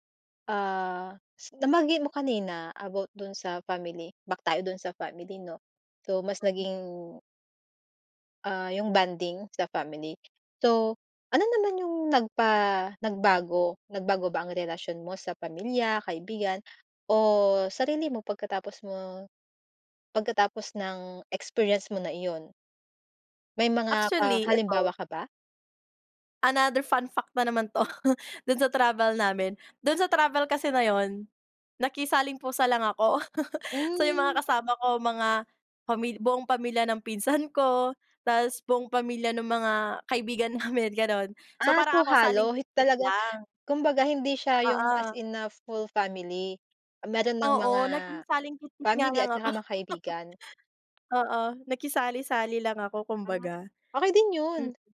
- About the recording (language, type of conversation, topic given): Filipino, podcast, May biyahe ka na bang nagbago ng pananaw mo sa buhay, at ano iyon?
- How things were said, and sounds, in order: tapping; in English: "Another fun fact"; chuckle; chuckle; other background noise; chuckle; other noise